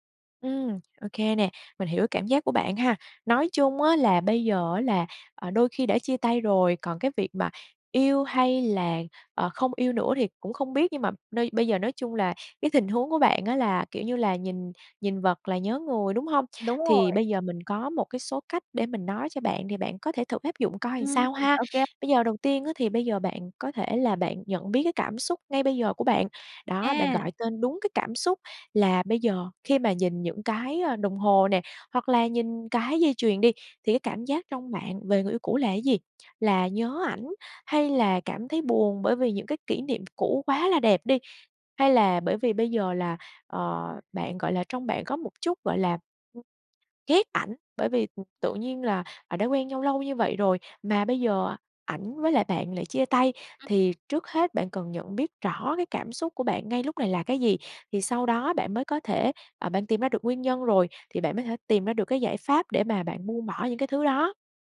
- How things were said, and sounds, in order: tapping; other background noise
- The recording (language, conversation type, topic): Vietnamese, advice, Làm sao để buông bỏ những kỷ vật của người yêu cũ khi tôi vẫn còn nhiều kỷ niệm?